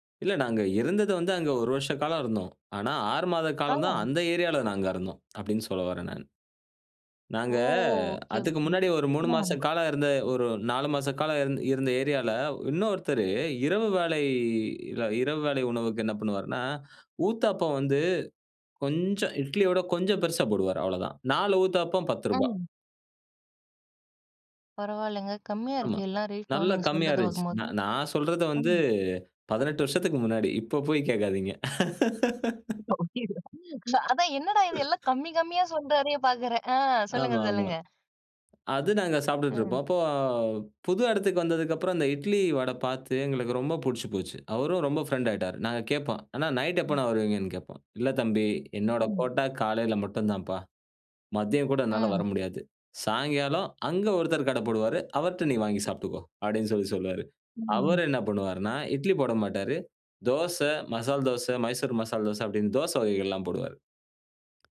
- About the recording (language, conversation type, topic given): Tamil, podcast, பழைய ஊரின் சாலை உணவு சுவை நினைவுகள்
- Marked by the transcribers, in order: drawn out: "ஓ!"; tapping; laugh; chuckle; drawn out: "அப்போ"; other background noise; other noise